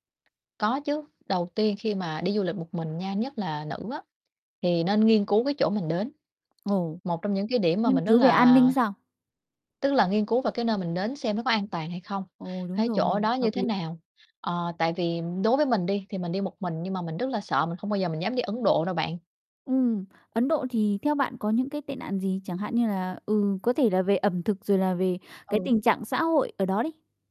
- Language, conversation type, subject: Vietnamese, podcast, Bạn cân nhắc an toàn cá nhân như thế nào khi đi du lịch một mình?
- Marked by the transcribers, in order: tapping; static